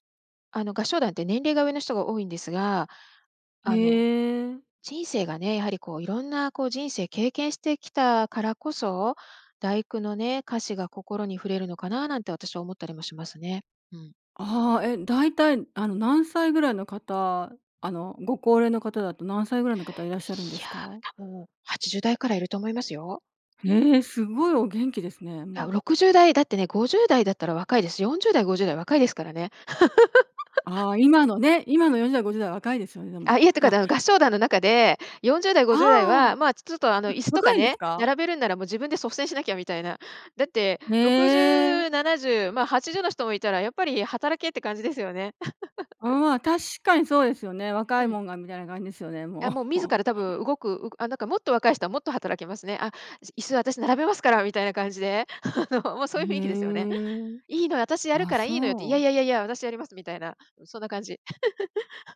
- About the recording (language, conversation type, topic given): Japanese, podcast, 人生の最期に流したい「エンディング曲」は何ですか？
- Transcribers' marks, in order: surprised: "ええ！"; laugh; laugh; other noise; laugh; laugh